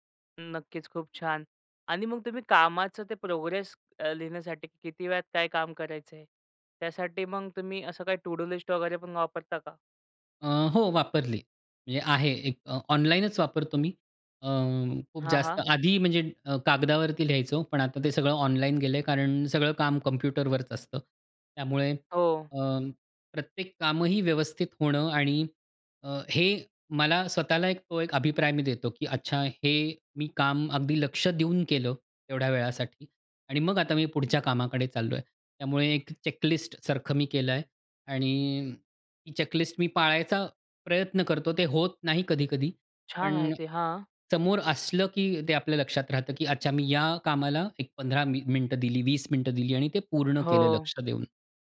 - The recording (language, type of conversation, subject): Marathi, podcast, फोकस टिकवण्यासाठी तुमच्याकडे काही साध्या युक्त्या आहेत का?
- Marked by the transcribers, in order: in English: "प्रोग्रेस"; in English: "टू डू लिस्ट"; in English: "चेक लिस्टसारखं"; in English: "चेक लिस्ट"